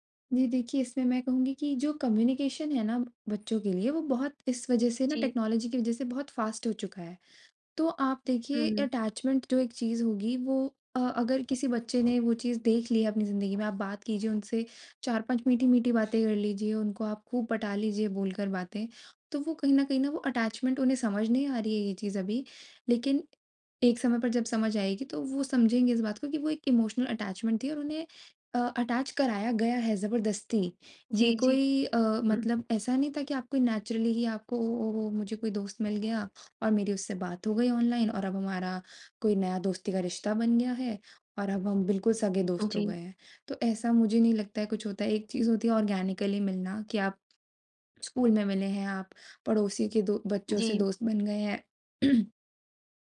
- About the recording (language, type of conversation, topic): Hindi, podcast, आज के बच्चे तकनीक के ज़रिए रिश्तों को कैसे देखते हैं, और आपका क्या अनुभव है?
- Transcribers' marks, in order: in English: "कम्युनिकेशन"; in English: "टेक्नोलॉजी"; in English: "फ़ास्ट"; in English: "अटैचमेंट"; other background noise; in English: "अटैचमेंट"; in English: "इमोशनल अटैचमेंट"; in English: "अ अटैच"; in English: "नेचुरली"; in English: "ऑर्गेनिकली"; in English: "ऑर्गेनिकली"; throat clearing